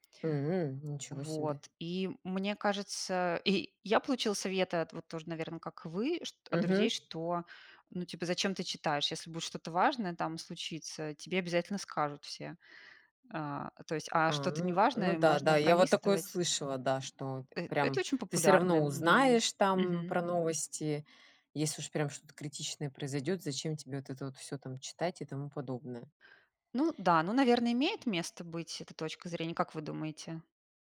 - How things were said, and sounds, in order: none
- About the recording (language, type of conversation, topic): Russian, unstructured, Почему важно оставаться в курсе событий мира?